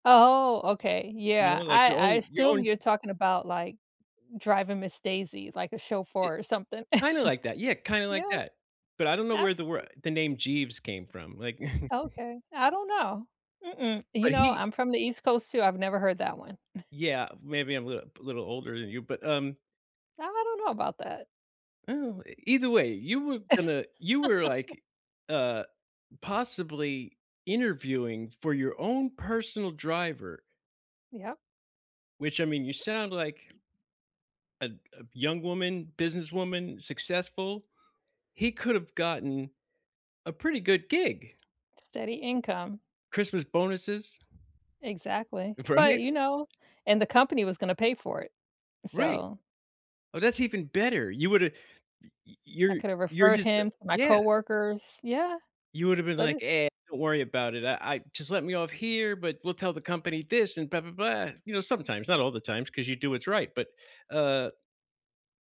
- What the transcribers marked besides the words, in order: other background noise; chuckle; chuckle; chuckle; laugh
- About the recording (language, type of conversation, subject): English, unstructured, Have you ever been overcharged by a taxi driver?
- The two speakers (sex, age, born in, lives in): female, 55-59, United States, United States; male, 50-54, United States, United States